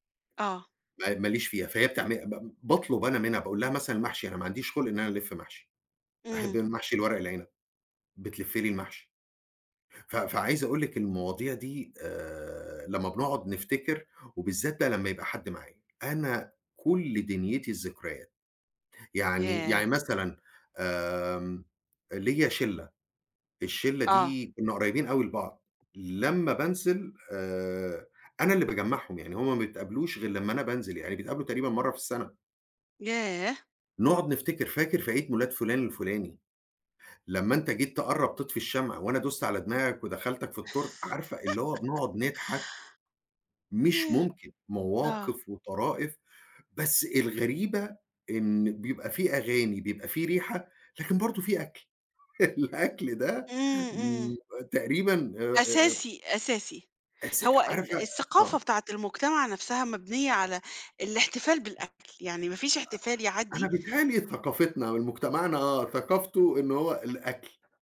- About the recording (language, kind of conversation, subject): Arabic, podcast, إيه الأكلة التقليدية اللي بتفكّرك بذكرياتك؟
- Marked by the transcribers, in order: laugh; laughing while speaking: "الأكل ده"